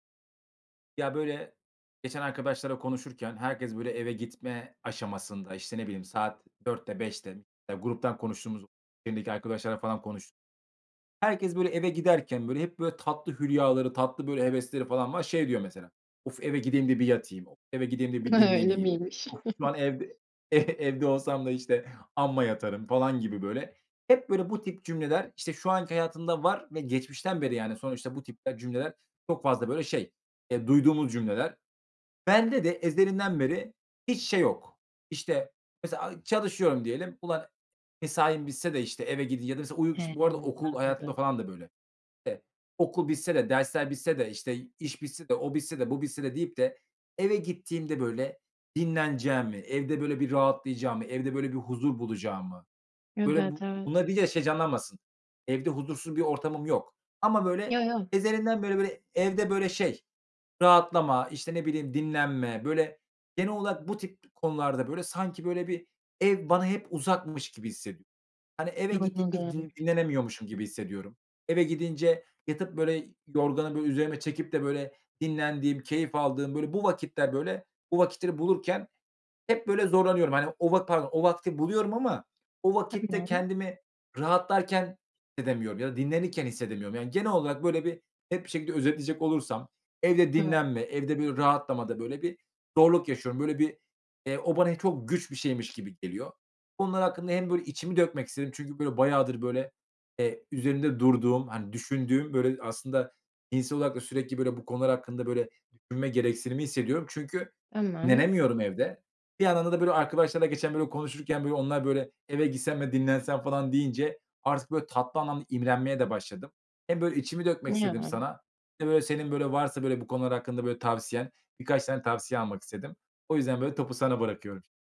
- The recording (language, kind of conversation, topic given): Turkish, advice, Evde dinlenmek ve rahatlamakta neden zorlanıyorum, ne yapabilirim?
- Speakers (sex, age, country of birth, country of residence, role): female, 20-24, United Arab Emirates, Germany, advisor; male, 25-29, Turkey, Bulgaria, user
- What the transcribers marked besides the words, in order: laughing while speaking: "Öyle miymiş?"; chuckle; other background noise; laughing while speaking: "e evde"; unintelligible speech; unintelligible speech